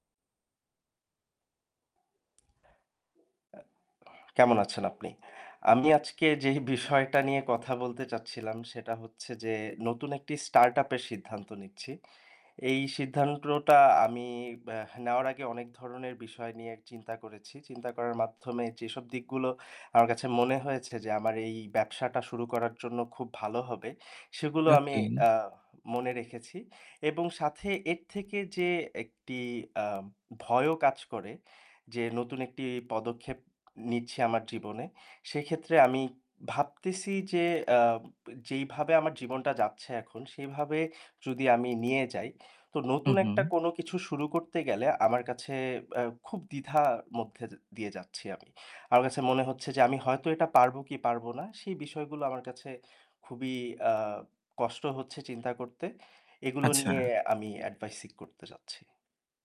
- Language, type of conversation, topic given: Bengali, advice, নতুন স্টার্টআপে সিদ্ধান্ত নিতে ভয় ও দ্বিধা কাটিয়ে আমি কীভাবে নিজের আত্মবিশ্বাস বাড়াতে পারি?
- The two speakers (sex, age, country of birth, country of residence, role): male, 25-29, Bangladesh, Bangladesh, user; male, 30-34, Bangladesh, Bangladesh, advisor
- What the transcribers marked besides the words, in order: static; tapping; other background noise; "সিদ্ধান্তটা" said as "সিদ্ধান্ত্রটা"; "ভাবতেছি" said as "ভাবতিছি"; in English: "advice seek"